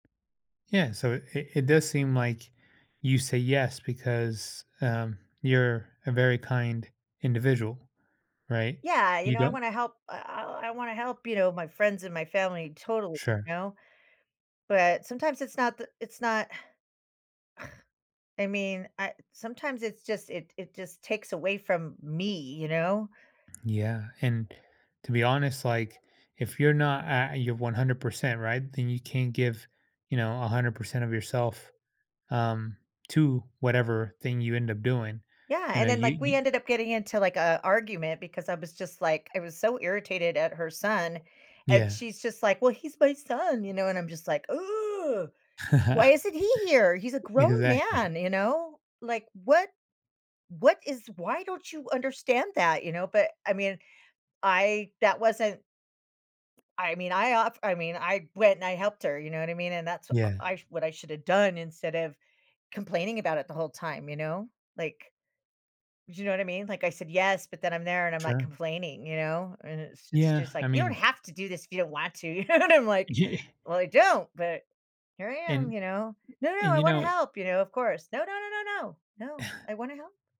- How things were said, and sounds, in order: scoff; other background noise; laugh; groan; stressed: "done"; laughing while speaking: "you know"; stressed: "don't"; chuckle
- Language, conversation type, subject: English, advice, How can I say no without feeling guilty?
- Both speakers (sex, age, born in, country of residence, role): female, 55-59, United States, United States, user; male, 35-39, United States, United States, advisor